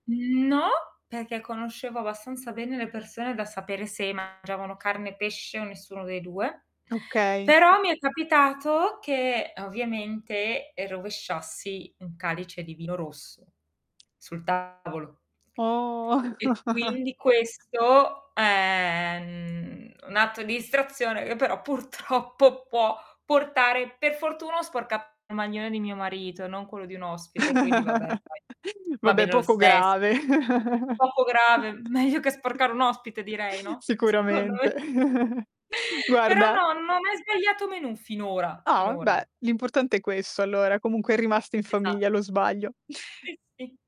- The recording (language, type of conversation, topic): Italian, podcast, Cosa fai per far sentire gli ospiti subito a loro agio?
- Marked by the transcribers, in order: distorted speech; tapping; drawn out: "Oh"; chuckle; drawn out: "è ehm"; "distrazione" said as "istrazione"; chuckle; chuckle; laughing while speaking: "secondo me"; chuckle